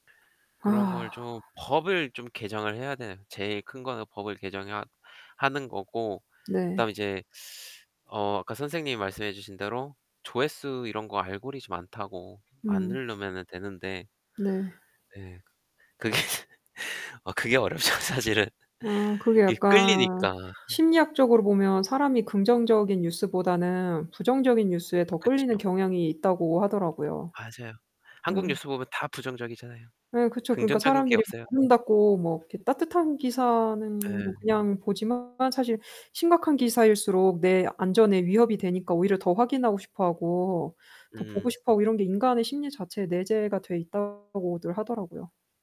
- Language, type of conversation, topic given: Korean, unstructured, 최근 뉴스 중에서 가장 기억에 남는 사건은 무엇인가요?
- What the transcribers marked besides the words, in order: static; other background noise; laughing while speaking: "그게"; laughing while speaking: "어렵죠. 사실은"; tapping; distorted speech